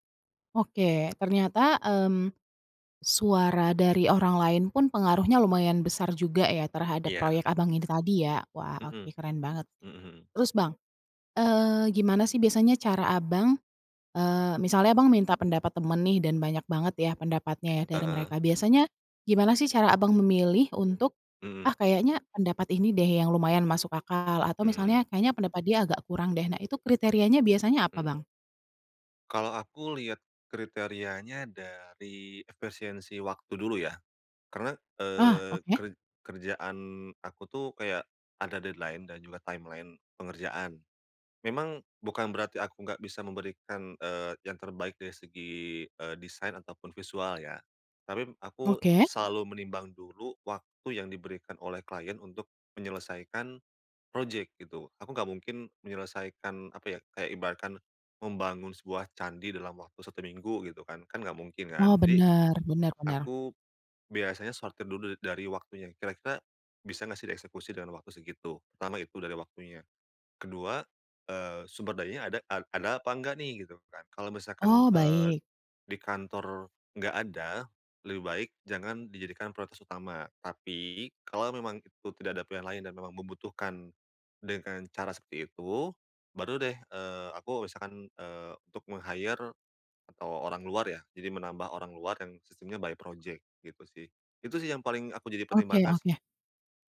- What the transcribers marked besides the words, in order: tapping; in English: "deadline"; in English: "timeline"; "tapi" said as "tabim"; in English: "meng-hire"; in English: "by project"
- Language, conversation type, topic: Indonesian, podcast, Bagaimana kamu menyeimbangkan pengaruh orang lain dan suara hatimu sendiri?